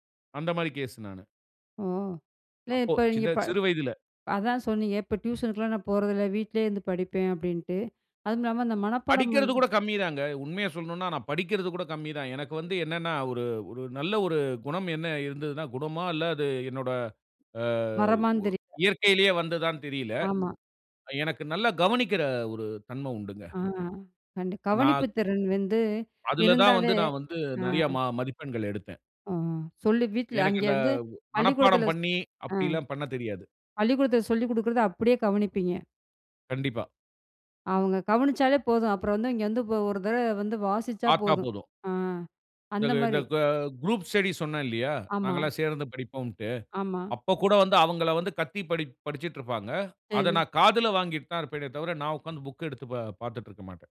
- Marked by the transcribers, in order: other noise; other background noise
- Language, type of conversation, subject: Tamil, podcast, இரவு அல்லது காலை—எந்த நேரத்தில் உங்களுக்கு ‘ஃப்லோ’ (வேலையில முழு கவனம்) நிலை இயல்பாக வரும்?